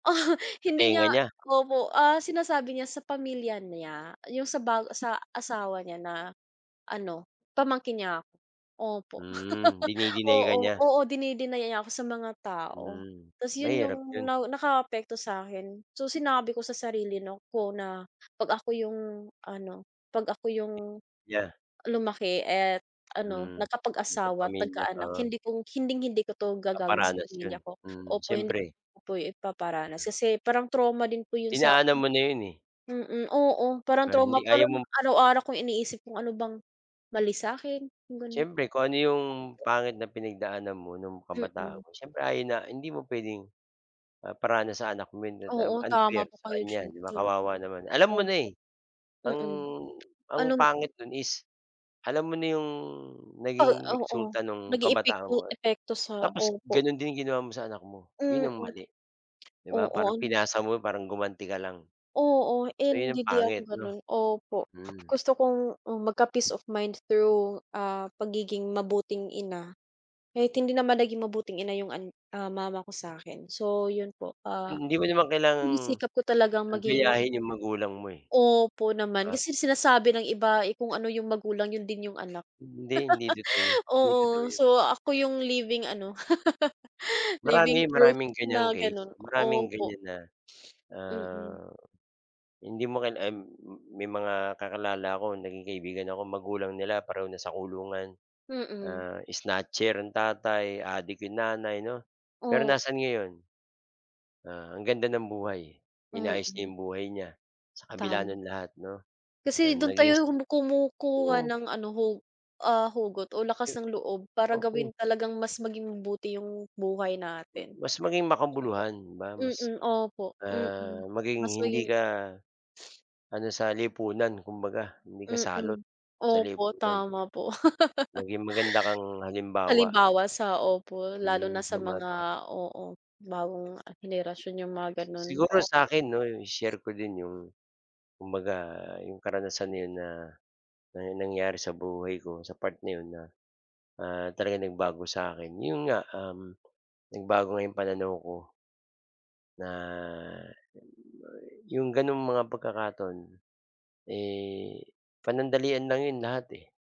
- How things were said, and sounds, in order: laugh; tapping; laugh; other background noise; "at" said as "et"; other noise; unintelligible speech; wind; laugh; laugh; other animal sound; laugh
- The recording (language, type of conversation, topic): Filipino, unstructured, Ano ang isang karanasan na nakaapekto sa pagkatao mo?